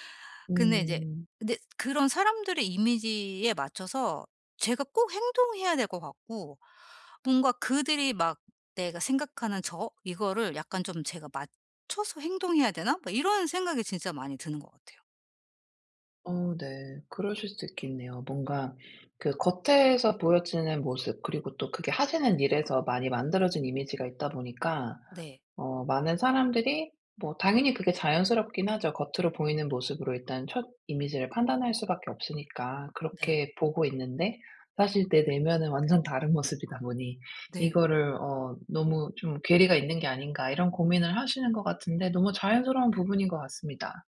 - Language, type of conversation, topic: Korean, advice, 남들이 기대하는 모습과 제 진짜 욕구를 어떻게 조율할 수 있을까요?
- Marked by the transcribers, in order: other background noise